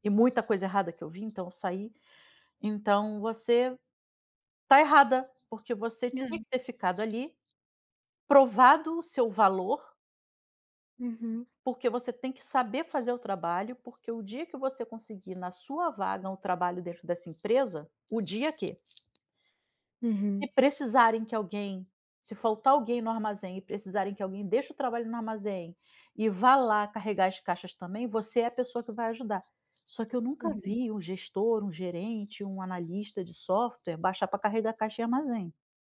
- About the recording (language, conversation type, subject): Portuguese, advice, Como lidar com as críticas da minha família às minhas decisões de vida em eventos familiares?
- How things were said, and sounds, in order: other background noise; tapping